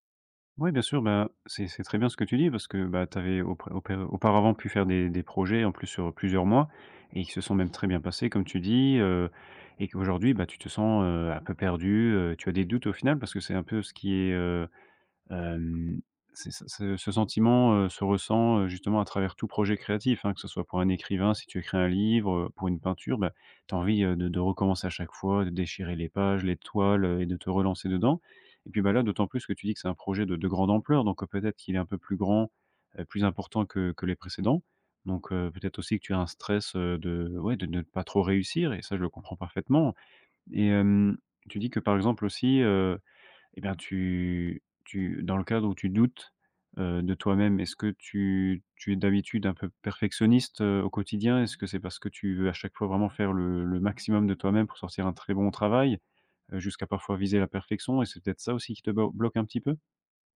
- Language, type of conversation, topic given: French, advice, Pourquoi est-ce que je me sens coupable de prendre du temps pour créer ?
- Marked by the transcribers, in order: drawn out: "tu"; tapping; stressed: "perfectionniste"